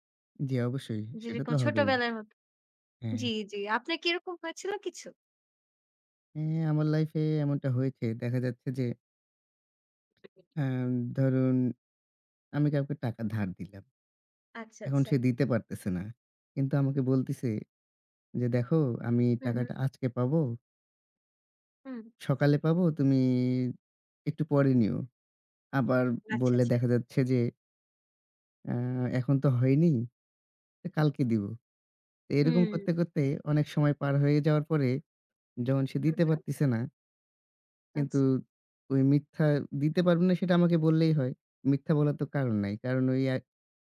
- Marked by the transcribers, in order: other noise
- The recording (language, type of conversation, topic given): Bengali, unstructured, আপনি কি মনে করেন মিথ্যা বলা কখনো ঠিক?